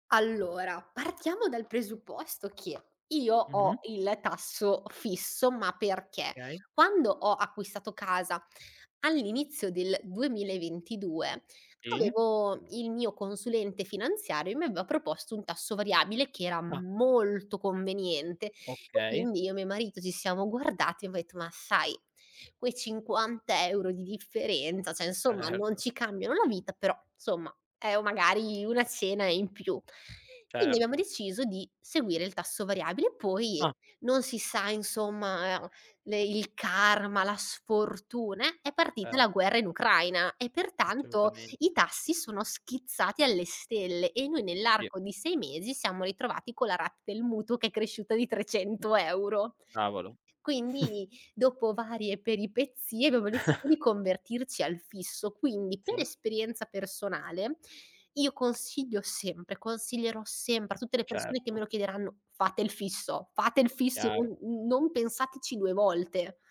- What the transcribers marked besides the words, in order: "cioè" said as "ceh"; "insomma" said as "nsomma"; laughing while speaking: "Certo"; "insomma" said as "nsomma"; chuckle; chuckle
- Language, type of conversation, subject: Italian, podcast, Come scegliere tra comprare o affittare casa?